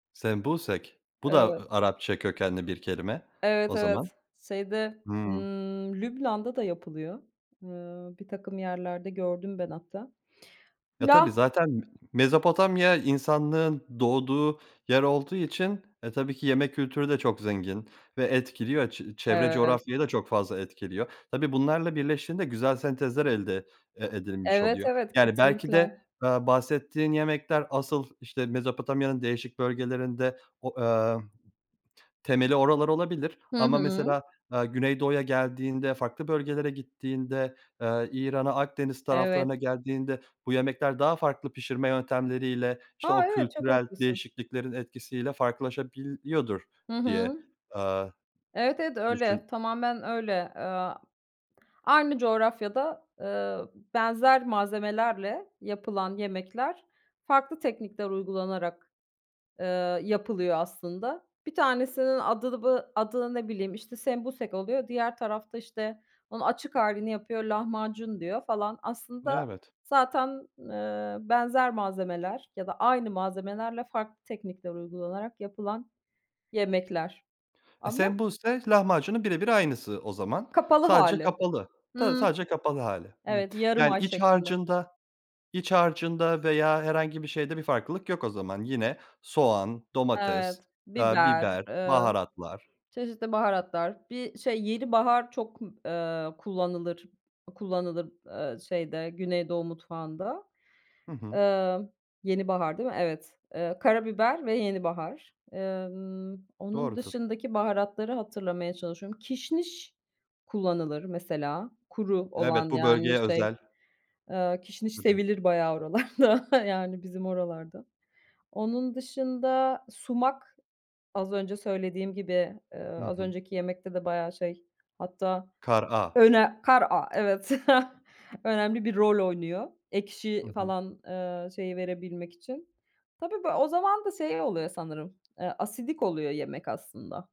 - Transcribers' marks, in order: stressed: "Sembusek"; other background noise; chuckle; chuckle
- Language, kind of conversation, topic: Turkish, podcast, Favori ev yemeğini nasıl yapıyorsun ve püf noktaları neler?